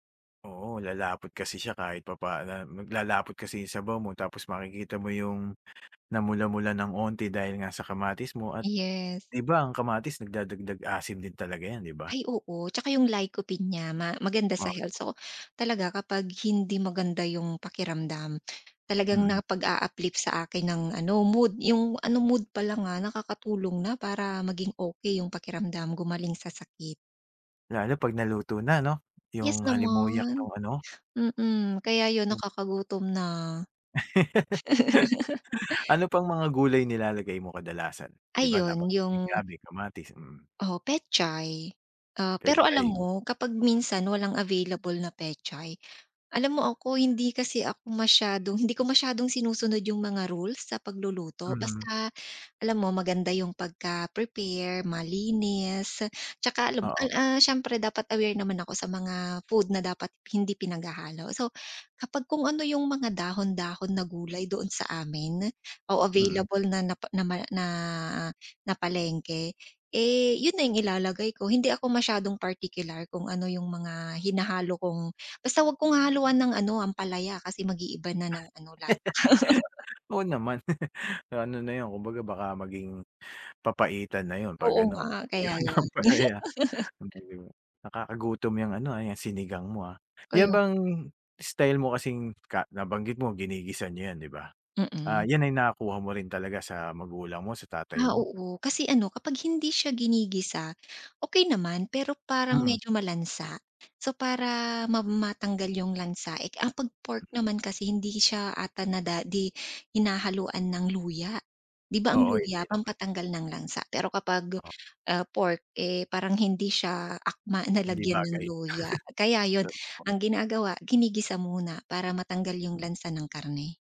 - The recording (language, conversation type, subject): Filipino, podcast, Paano mo inilalarawan ang paborito mong pagkaing pampagaan ng pakiramdam, at bakit ito espesyal sa iyo?
- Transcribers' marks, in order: other background noise; in English: "lycopene"; tapping; unintelligible speech; laugh; laugh; chuckle; laugh; laughing while speaking: "nilagyan ng ampalaya"; unintelligible speech; laugh; chuckle